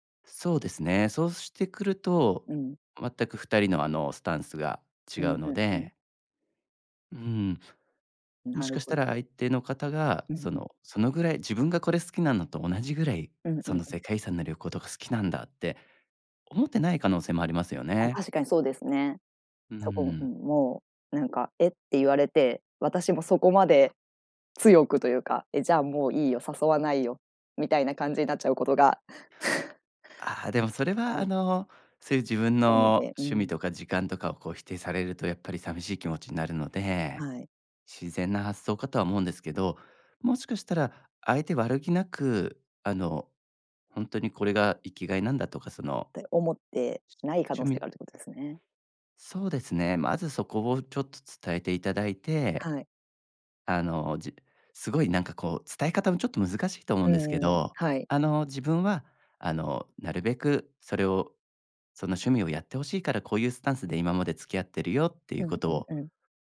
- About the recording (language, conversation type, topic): Japanese, advice, 恋人に自分の趣味や価値観を受け入れてもらえないとき、どうすればいいですか？
- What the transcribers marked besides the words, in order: sigh